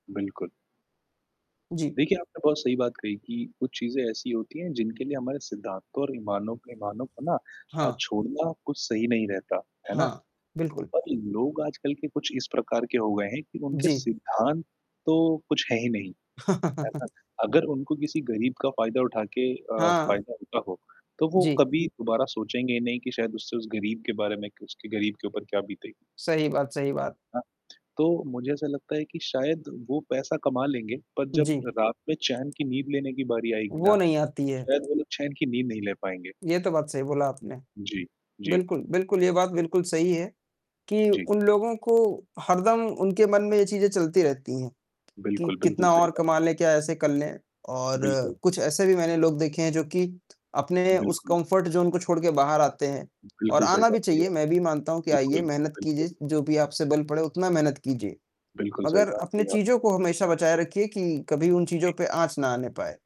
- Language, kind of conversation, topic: Hindi, unstructured, पैसे के लिए आप कितना समझौता कर सकते हैं?
- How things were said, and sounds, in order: distorted speech; laugh; tapping; mechanical hum; in English: "कम्फ़र्ट ज़ोन"